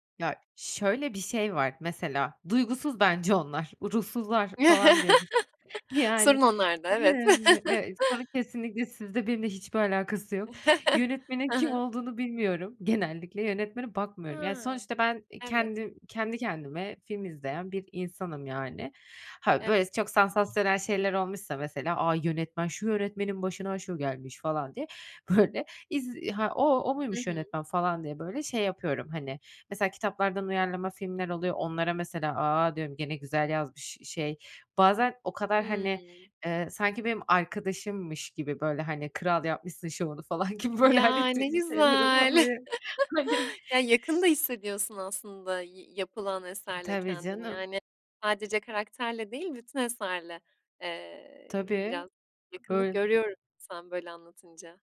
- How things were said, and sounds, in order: laugh; laugh; laugh; tapping; put-on voice: "A! Yönetmen, şu yönetmenin başına şu gelmiş"; laughing while speaking: "gibi, böyle, hani, ti şi şeylerim oluyor, hani"; laugh; other noise; other background noise
- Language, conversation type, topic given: Turkish, podcast, Bir filmin karakterleri sence neden önemlidir?